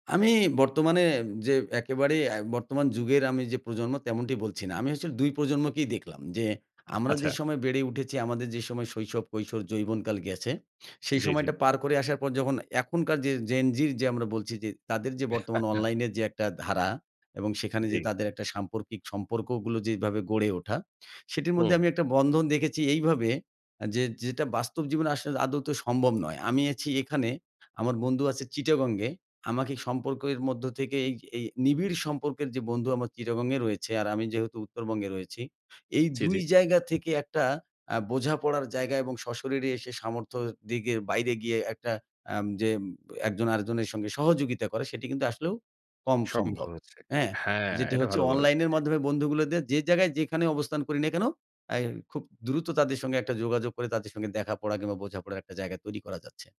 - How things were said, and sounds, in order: chuckle
- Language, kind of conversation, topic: Bengali, podcast, অনলাইনে গড়ে ওঠা সম্পর্কগুলো বাস্তব জীবনের সম্পর্কের থেকে আপনার কাছে কীভাবে আলাদা মনে হয়?